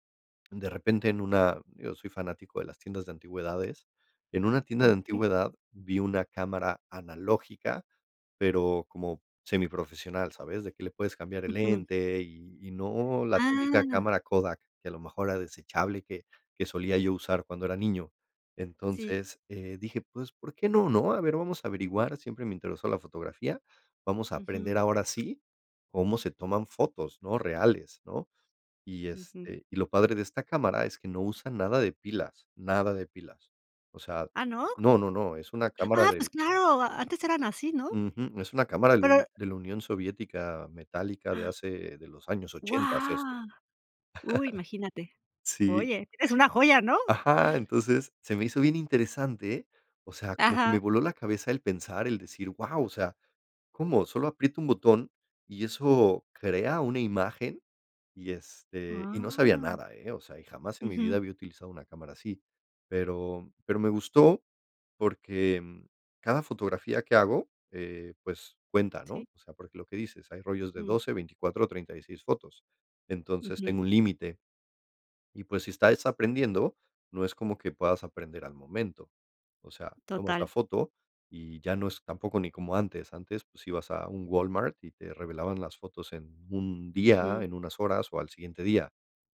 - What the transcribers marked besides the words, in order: other background noise; surprised: "Ah"; surprised: "Guau"; chuckle
- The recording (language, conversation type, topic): Spanish, podcast, ¿Qué pasatiempos te recargan las pilas?